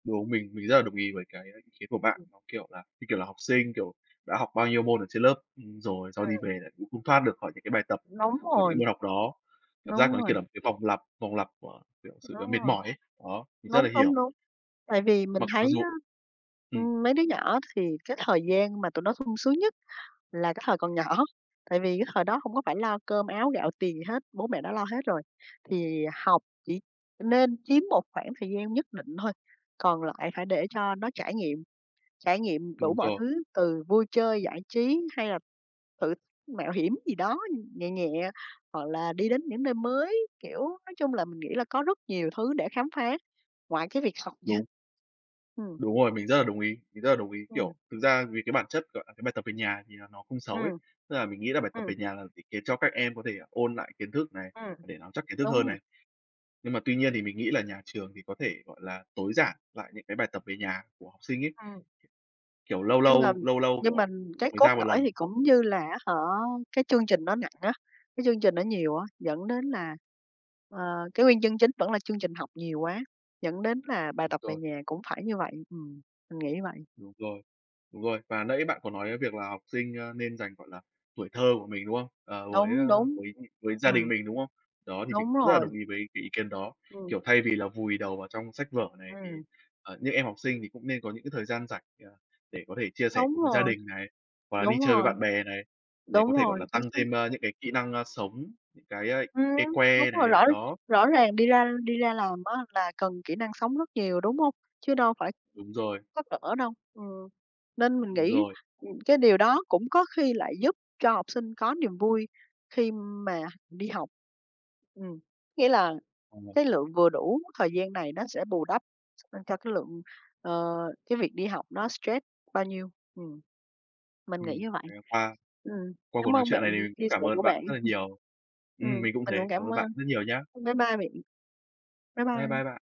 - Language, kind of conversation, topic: Vietnamese, unstructured, Tại sao nhiều học sinh lại mất hứng thú với việc học?
- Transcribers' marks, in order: other background noise; laughing while speaking: "nhỏ"; tapping; laughing while speaking: "học nha"; chuckle